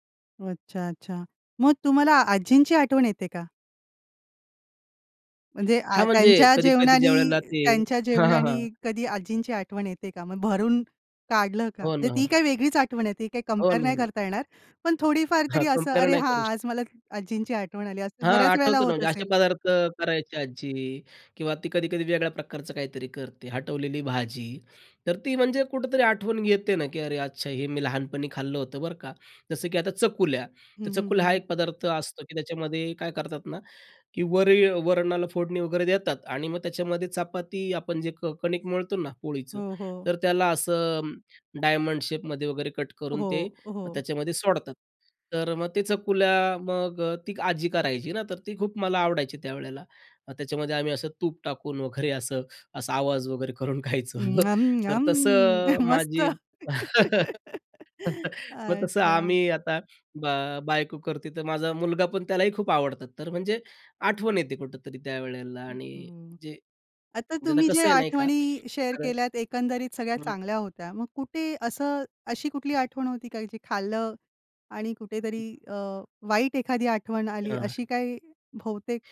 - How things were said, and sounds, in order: tapping; in English: "डायमंड शेपमध्ये"; chuckle; laughing while speaking: "मस्त"; laughing while speaking: "करून खायचं"; laugh; chuckle; other noise; "बहुतेक" said as "भहुतेक?"
- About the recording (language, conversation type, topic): Marathi, podcast, कुठल्या अन्नांमध्ये आठवणी जागवण्याची ताकद असते?